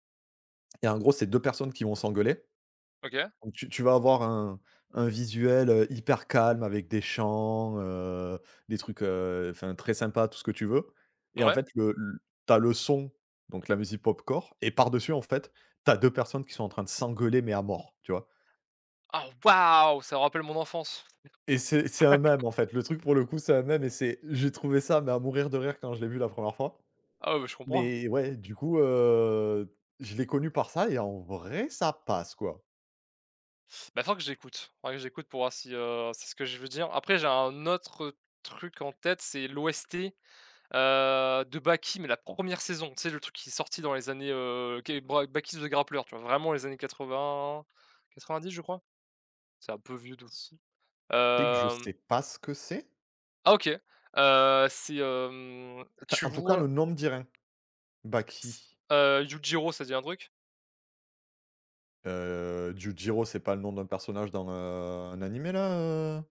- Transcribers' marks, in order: stressed: "waouh"; chuckle; tapping; "Yujiro" said as "Djudiro"
- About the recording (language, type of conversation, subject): French, unstructured, Comment la musique peut-elle changer ton humeur ?